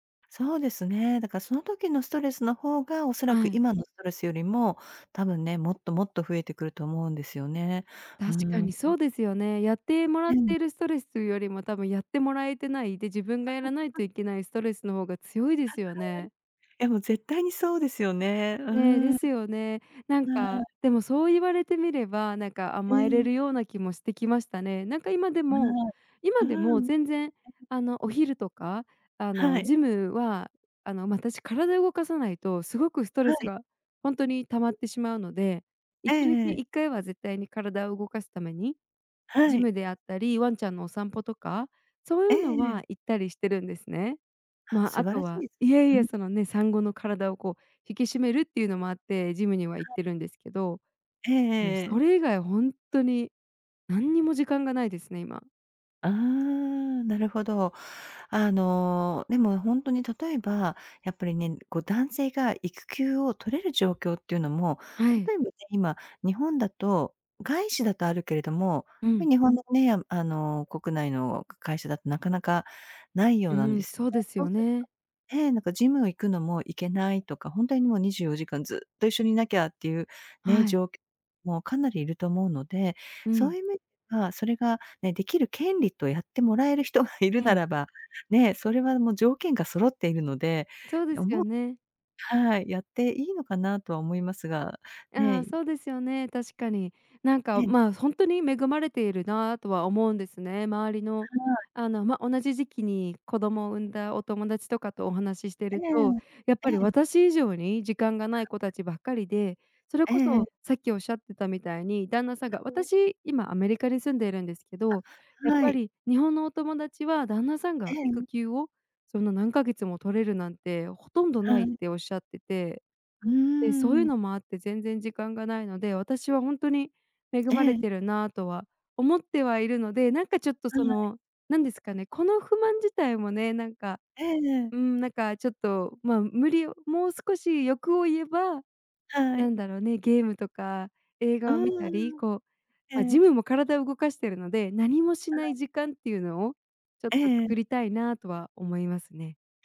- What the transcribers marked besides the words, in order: laugh; unintelligible speech; unintelligible speech; laughing while speaking: "がいるならば"; unintelligible speech
- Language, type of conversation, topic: Japanese, advice, 家事や育児で自分の時間が持てないことについて、どのように感じていますか？